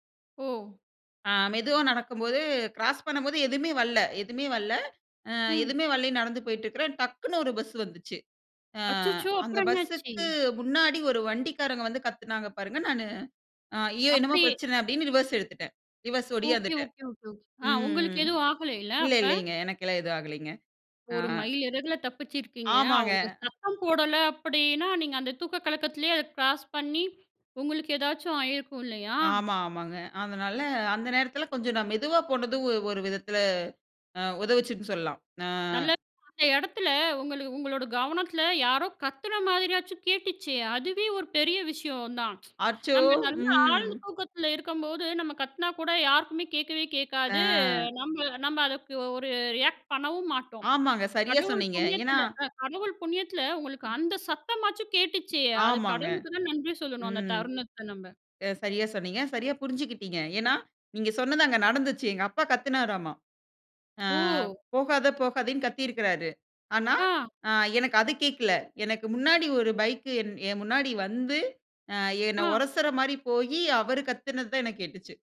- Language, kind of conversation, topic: Tamil, podcast, சில நேரங்களில் தாமதம் உயிர்காக்க உதவிய அனுபவம் உங்களுக்குண்டா?
- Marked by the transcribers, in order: anticipating: "அப்புறம் என்ன ஆச்சு?"; in English: "ரிவர்ஸ்"; in English: "ரிவர்ஸ்"; tsk; in English: "ரியாக்ட்"; other noise